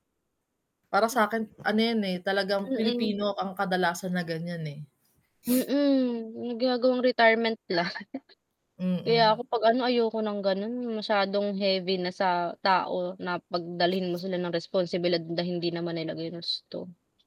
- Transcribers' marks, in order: static; sniff; other background noise; chuckle
- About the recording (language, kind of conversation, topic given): Filipino, unstructured, Paano ka magpapasya sa pagitan ng pagtulong sa pamilya at pagtupad sa sarili mong pangarap?